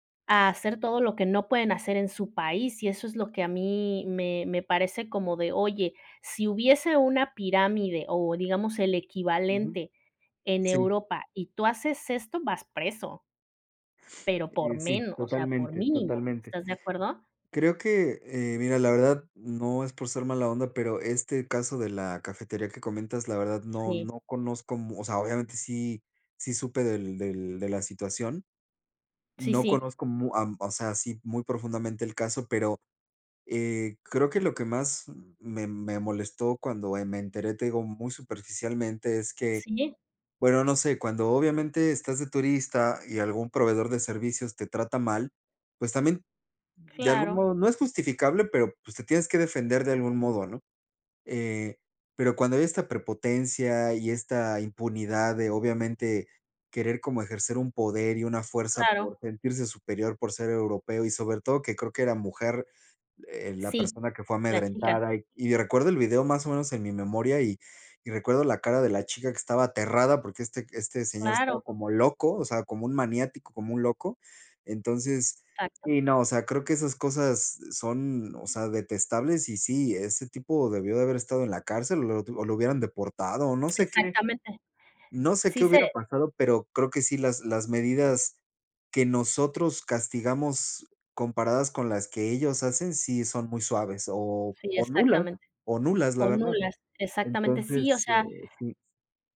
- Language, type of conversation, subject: Spanish, unstructured, ¿qué opinas de los turistas que no respetan las culturas locales?
- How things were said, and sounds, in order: none